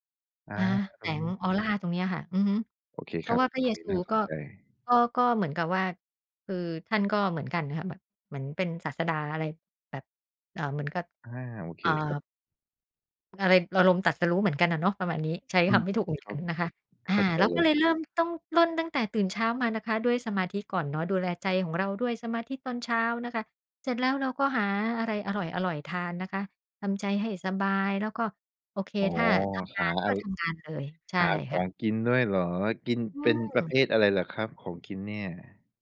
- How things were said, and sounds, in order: none
- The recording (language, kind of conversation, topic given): Thai, podcast, กิจวัตรดูแลใจประจำวันของคุณเป็นอย่างไรบ้าง?